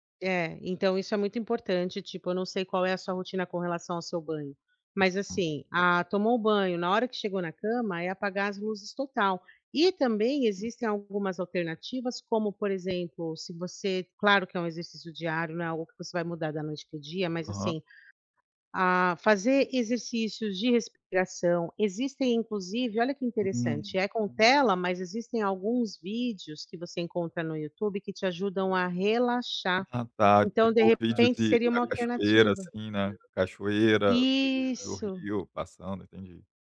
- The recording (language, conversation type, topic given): Portuguese, advice, Como posso desligar a mente antes de dormir e criar uma rotina para relaxar?
- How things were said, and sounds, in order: other background noise; tapping